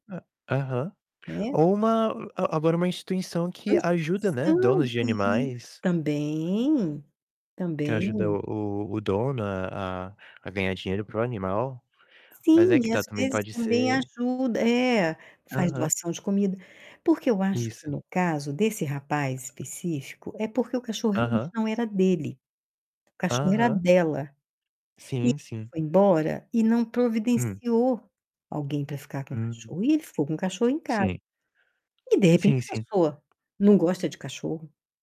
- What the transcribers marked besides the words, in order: unintelligible speech; unintelligible speech; other background noise; tapping; distorted speech; static
- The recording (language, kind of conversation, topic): Portuguese, unstructured, Como convencer alguém a não abandonar um cachorro ou um gato?
- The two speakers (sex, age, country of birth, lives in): female, 65-69, Brazil, Portugal; male, 20-24, Brazil, United States